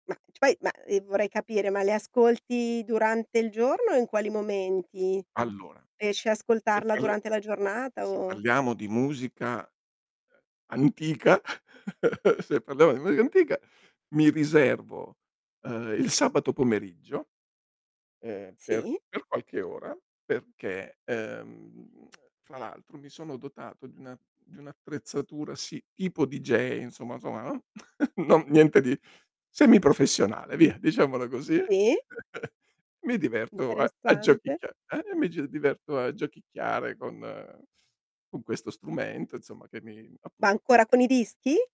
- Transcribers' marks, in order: static; distorted speech; chuckle; laughing while speaking: "se parliamo"; drawn out: "ehm"; tsk; tapping; chuckle; laughing while speaking: "Non niente"; laughing while speaking: "così"; chuckle
- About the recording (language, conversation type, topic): Italian, podcast, Come è cambiato il tuo gusto musicale nel corso degli anni?